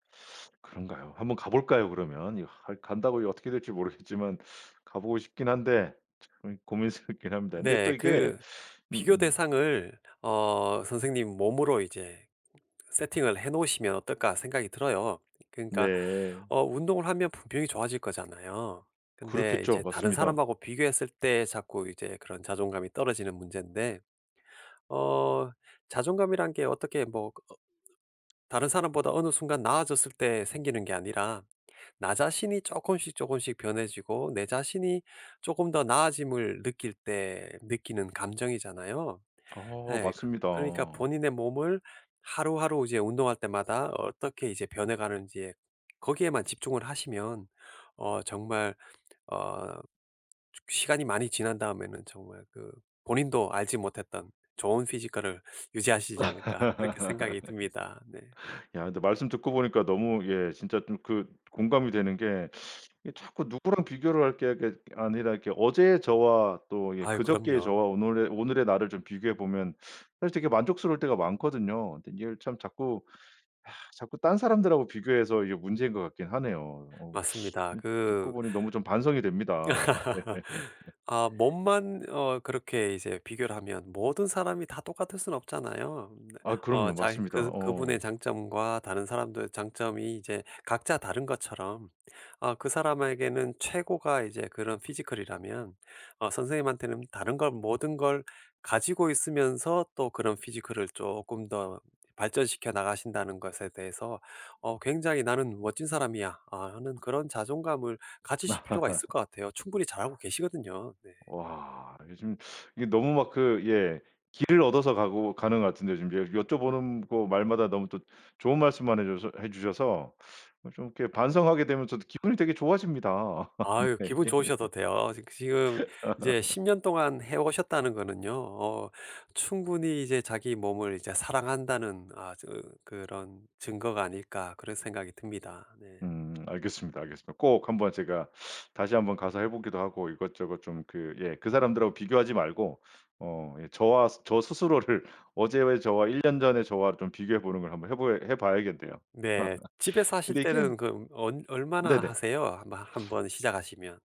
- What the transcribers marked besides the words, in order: laughing while speaking: "모르겠지만"; laughing while speaking: "고민스럽긴"; other background noise; put-on voice: "피지컬을"; laugh; laugh; put-on voice: "피지컬"; put-on voice: "피지컬을"; laugh; laugh; laughing while speaking: "네"; laugh; laugh; sniff
- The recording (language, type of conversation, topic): Korean, advice, 다른 사람과 비교하면서 운동할 때 자존감이 떨어지는 이유는 무엇인가요?